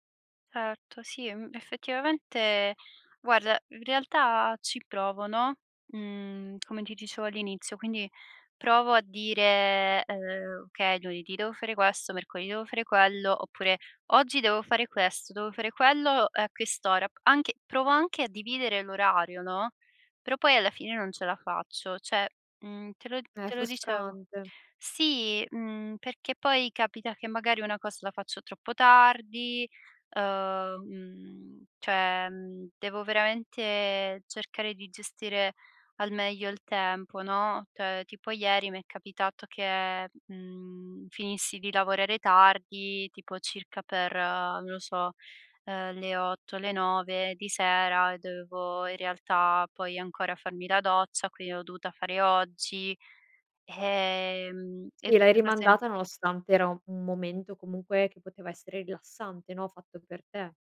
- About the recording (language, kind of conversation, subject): Italian, advice, Come descriveresti l’assenza di una routine quotidiana e la sensazione che le giornate ti sfuggano di mano?
- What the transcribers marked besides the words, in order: "cosa" said as "cos"; "quindi" said as "qui"